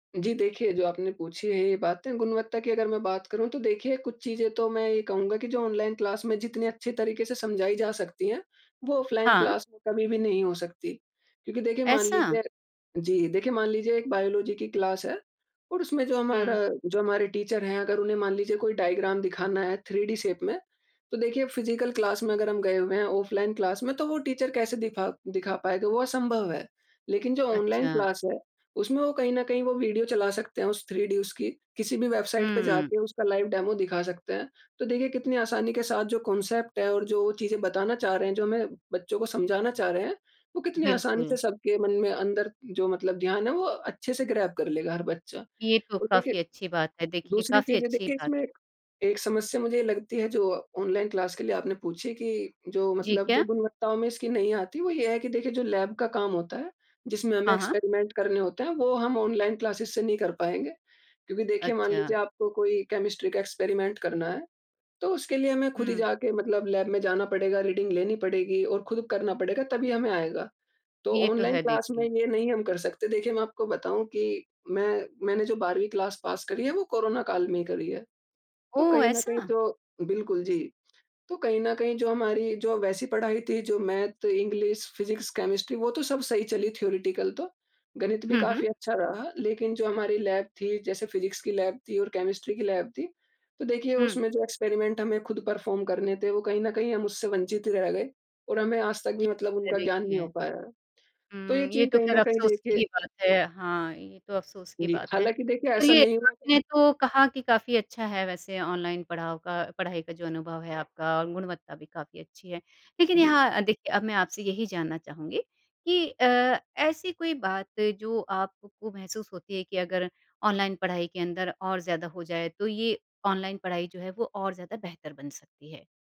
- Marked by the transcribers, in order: in English: "क्लास"; in English: "क्लास"; in English: "क्लास"; in English: "टीचर"; in English: "डायग्राम"; in English: "थ्री डी शेप"; in English: "फिजिकल क्लास"; in English: "क्लास"; in English: "टीचर"; in English: "क्लास"; in English: "थ्री डी"; in English: "लाइव डेमो"; in English: "कांसेप्ट"; in English: "ग्रैब"; in English: "क्लास"; in English: "लैब"; in English: "एक्सपेरिमेंट"; in English: "क्लासेस"; in English: "एक्सपेरिमेंट"; in English: "लैब"; in English: "क्लास"; in English: "थ्योरेटिकल"; in English: "लैब"; in English: "लैब"; in English: "लैब"; in English: "एक्सपेरिमेंट"; in English: "परफॉर्म"
- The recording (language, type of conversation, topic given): Hindi, podcast, ऑनलाइन कक्षाओं में पढ़ाई का आपका अनुभव कैसा रहा?